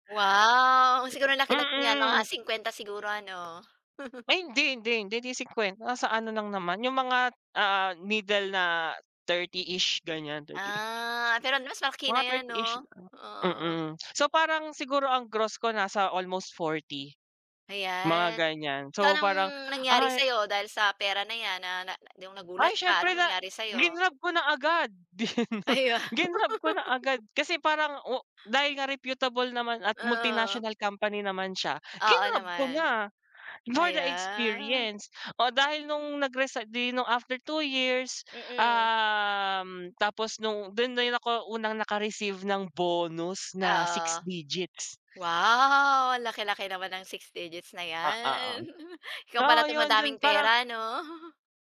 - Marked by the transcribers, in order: chuckle; laughing while speaking: "'Di 'no"; laughing while speaking: "wow!"; laugh; chuckle; chuckle
- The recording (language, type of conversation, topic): Filipino, unstructured, Ano ang pinakanakakagulat na nangyari sa’yo dahil sa pera?